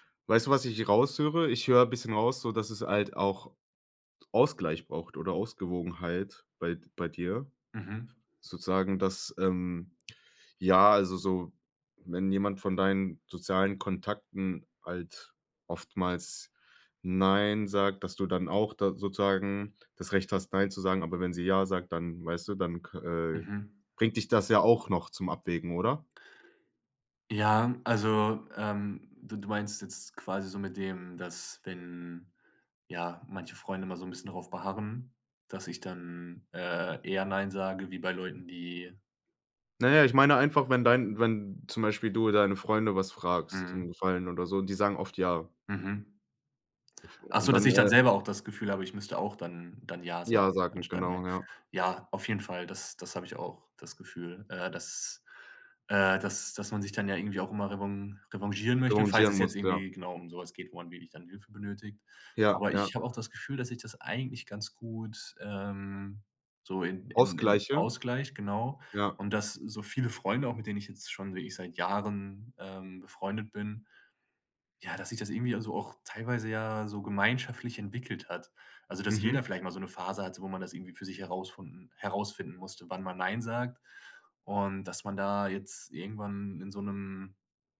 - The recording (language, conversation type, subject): German, podcast, Wann sagst du bewusst nein, und warum?
- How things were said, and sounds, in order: "herausfinden-" said as "herausfunden"